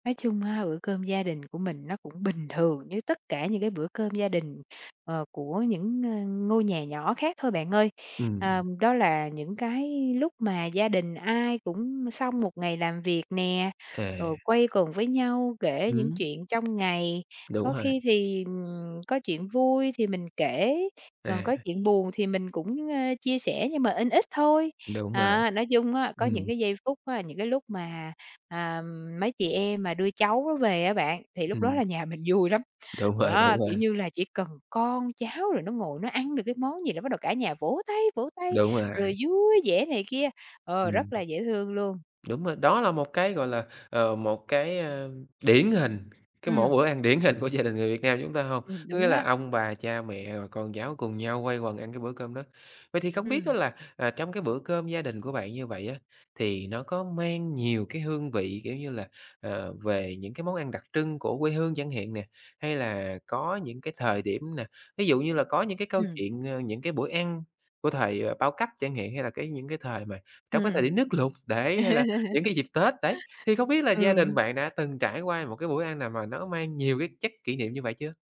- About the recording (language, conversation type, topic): Vietnamese, podcast, Bạn có thể kể về bữa cơm gia đình đáng nhớ nhất của bạn không?
- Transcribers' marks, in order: other background noise; tapping; laughing while speaking: "mình vui lắm"; laughing while speaking: "rồi"; laughing while speaking: "điển hình"; laughing while speaking: "gia"; laughing while speaking: "Ừm"; laugh